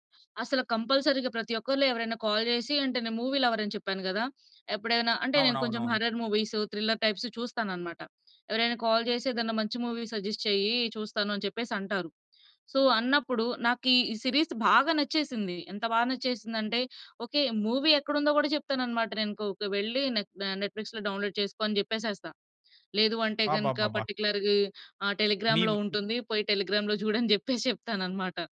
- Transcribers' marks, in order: other background noise; in English: "కంపల్సరీగా"; in English: "కాల్"; in English: "మూవీ లవర్"; in English: "హారర్ మూవీస్, థ్రిల్లర్ టైప్స్"; in English: "కాల్"; in English: "మూవీ సజెస్ట్"; in English: "సో"; in English: "సీరీస్"; in English: "మూవీ"; in English: "నెట్‌ఫ్లిక్స్‌లో డౌన్లోడ్"; in English: "పర్టిక్యులర్‌గా"; in English: "టెలిగ్రామ్‌లో"; other noise; in English: "టెలిగ్రామ్‌లో"; chuckle
- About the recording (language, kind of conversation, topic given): Telugu, podcast, సినిమా కథలో అనుకోని మలుపు ప్రేక్షకులకు నమ్మకంగా, ప్రభావవంతంగా పనిచేయాలంటే ఎలా రాయాలి?